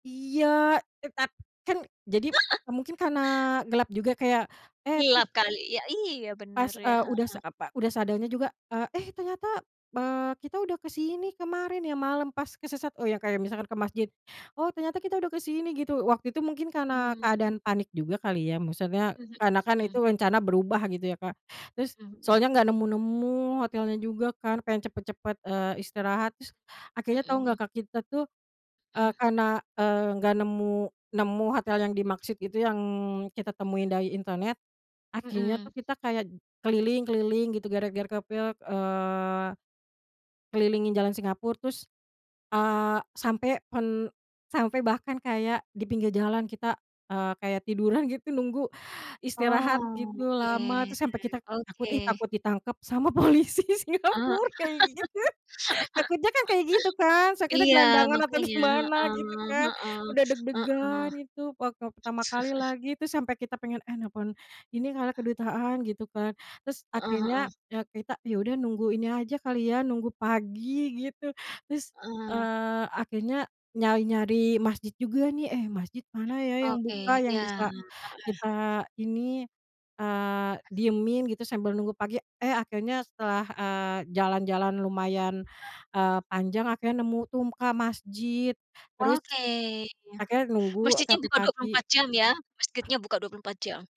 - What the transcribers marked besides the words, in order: other noise; other background noise; "Singapura" said as "singapur"; laughing while speaking: "tiduran"; laugh; laughing while speaking: "sama polisi singapur. kayak gitu"; "Singapura" said as "singapur"; chuckle
- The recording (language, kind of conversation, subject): Indonesian, podcast, Pernah tersesat saat jalan-jalan, pelajaran apa yang kamu dapat?